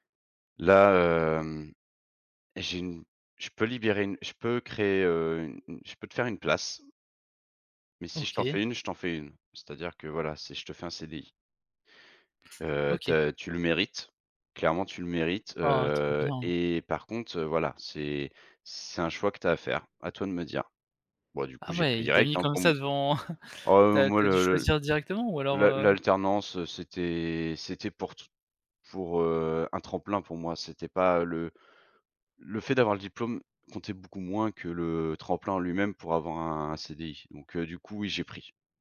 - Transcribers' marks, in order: chuckle
- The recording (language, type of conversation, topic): French, podcast, Peux-tu raconter une expérience où un mentor t’a vraiment aidé(e) ?